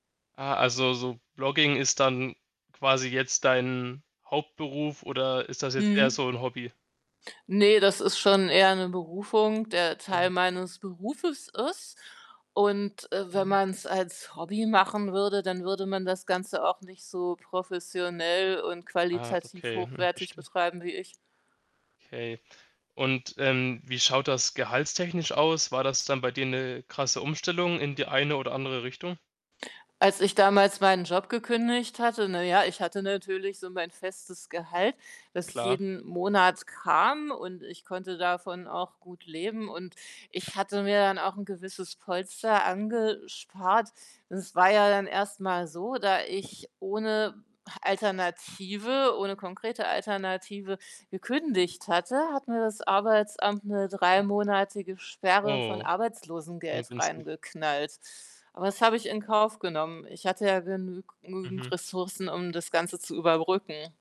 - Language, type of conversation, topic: German, podcast, Wie entscheidest du, ob es Zeit ist, den Job zu wechseln?
- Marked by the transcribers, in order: other background noise; mechanical hum